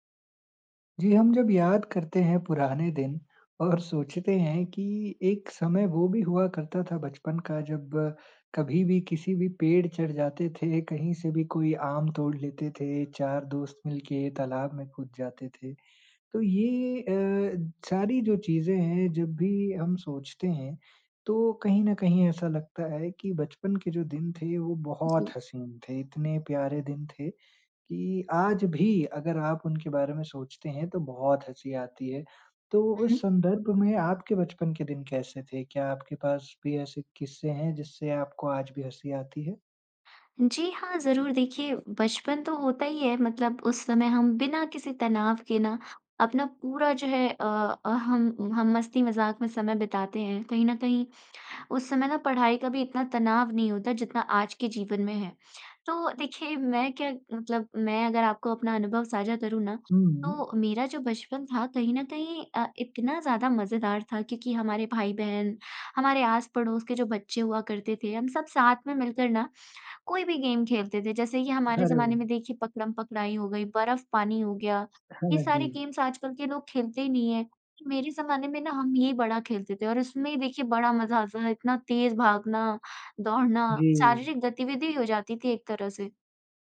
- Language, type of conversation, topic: Hindi, podcast, बचपन की कौन-सी ऐसी याद है जो आज भी आपको हँसा देती है?
- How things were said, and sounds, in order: in English: "गेम"; in English: "गेम्स"